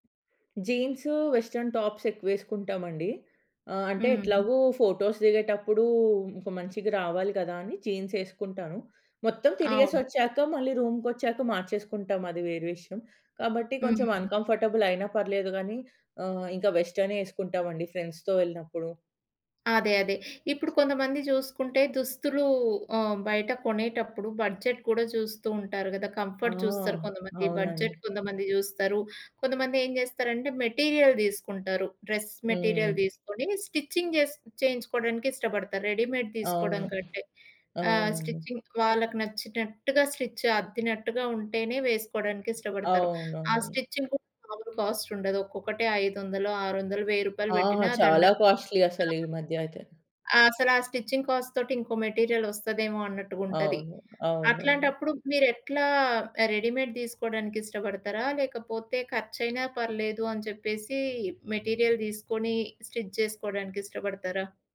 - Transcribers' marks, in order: in English: "వెస్ట్రన్"; in English: "ఫోటోస్"; in English: "రూమ్‌కొచ్చాక"; in English: "ఫ్రెండ్స్‌తో"; other background noise; in English: "బడ్జెట్"; in English: "కంఫర్ట్"; in English: "బడ్జెట్"; in English: "మెటీరియల్"; in English: "డ్రెస్ మెటీరియల్"; in English: "స్టిచ్చింగ్"; in English: "రెడీమేడ్"; in English: "స్టిచ్చింగ్"; in English: "స్టిచ్"; in English: "స్టిచ్చింగ్"; in English: "కాస్ట్‌లి"; in English: "స్టిచింగ్ కాస్ట్"; in English: "మెటీరియల్"; in English: "రెడీమేడ్"; tapping; in English: "మెటీరియల్"; in English: "స్టిచ్"
- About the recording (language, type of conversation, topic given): Telugu, podcast, దుస్తులు ఎంచుకునేటప్పుడు మీ అంతర్భావం మీకు ఏమి చెబుతుంది?
- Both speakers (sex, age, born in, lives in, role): female, 30-34, India, India, guest; female, 30-34, India, United States, host